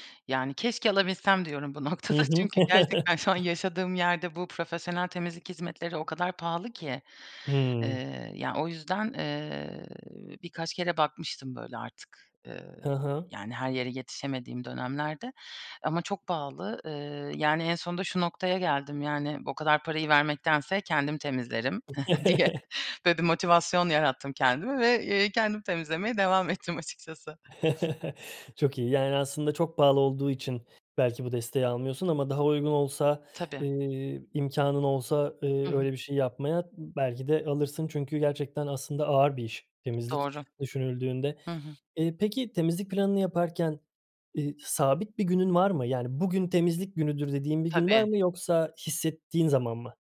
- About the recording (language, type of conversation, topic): Turkish, podcast, Haftalık temizlik planını nasıl oluşturuyorsun?
- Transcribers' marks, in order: laughing while speaking: "noktada"; chuckle; other background noise; chuckle; laughing while speaking: "diye"; chuckle; chuckle; tapping